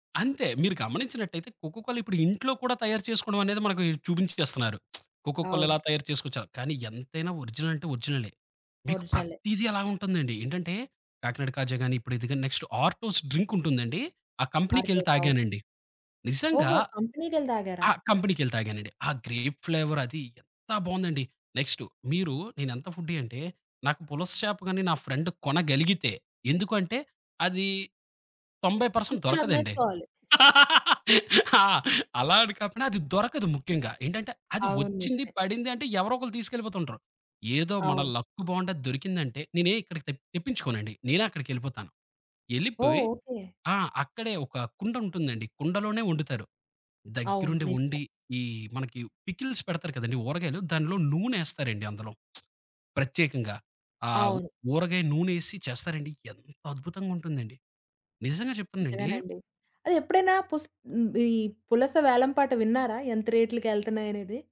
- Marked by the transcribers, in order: lip smack; in English: "కోకోకోల"; in English: "ఒరిజినల్"; in English: "నెక్స్ట్ ఆర్టోస్ డ్రింక్"; in English: "కంపెనీకెళ్ళి"; in English: "కంపెనీకెళ్ళి"; in English: "కంపెనీకెళ్ళి"; in English: "గ్రేప్ ఫ్లేవర్"; in English: "నెక్స్ట్"; in English: "ఫ్రెండ్"; other background noise; in English: "పర్సెంట్"; laugh; tapping; in English: "పికిల్స్"; lip smack
- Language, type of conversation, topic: Telugu, podcast, స్థానిక ఆహారం తింటూ మీరు తెలుసుకున్న ముఖ్యమైన పాఠం ఏమిటి?